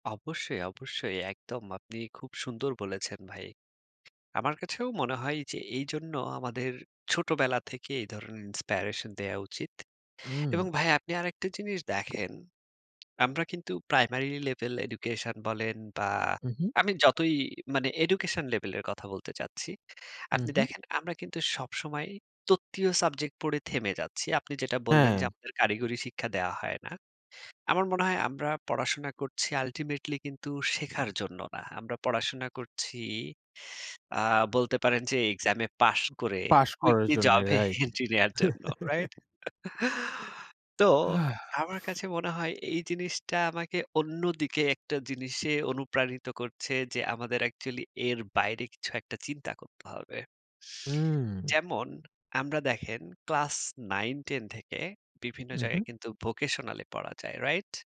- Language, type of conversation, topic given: Bengali, unstructured, সম্প্রতি কোন সামাজিক উদ্যোগ আপনাকে অনুপ্রাণিত করেছে?
- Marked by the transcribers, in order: in English: "Inspiration"; in English: "Ultimately"; laughing while speaking: "জবে এন্ট্রি"; giggle; laugh; in English: "Actually"